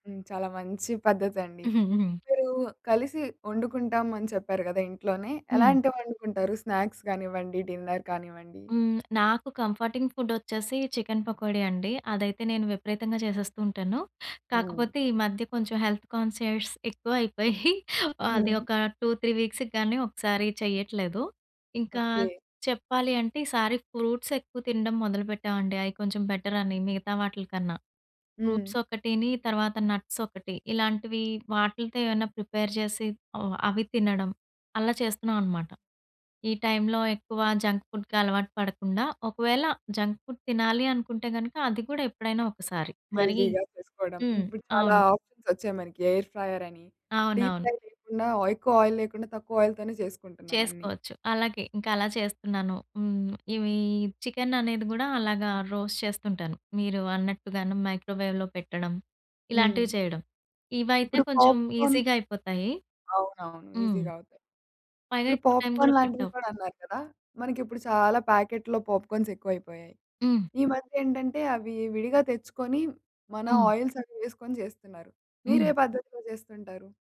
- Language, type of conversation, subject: Telugu, podcast, రోజూ నిండుగా నిద్రపోయేందుకు సిద్ధమయ్యేలా మీ రాత్రి పద్ధతి ఎలా ఉంటుంది?
- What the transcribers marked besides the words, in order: giggle; in English: "స్నాక్స్"; in English: "డిన్నర్"; other background noise; in English: "కంఫర్టింగ్"; in English: "చికెన్ పకోడీ"; in English: "హెల్త్ కాన్షియస్"; chuckle; in English: "టూ త్రీ వీక్స్‌కి"; in English: "ఫ్రూట్స్"; in English: "ఫ్రూట్స్"; in English: "నట్స్"; in English: "ప్రిపేర్"; in English: "జంక్ ఫుడ్‌కి"; in English: "జంక్ ఫుడ్"; in English: "హెల్తీగా"; in English: "ఆప్షన్స్"; in English: "ఎయిర్ ఫ్రయ్య‌ర్"; in English: "డీప్ ఫ్రై"; in English: "ఆయిల్"; in English: "ఆయిల్"; in English: "రోస్ట్"; in English: "మైక్రోవేవ్‌లో"; in English: "పాప్‌కార్న్"; in English: "పాప్‌కార్న్"; in English: "ప్యాకెట్‌లో పాప్‌కార్న్స్"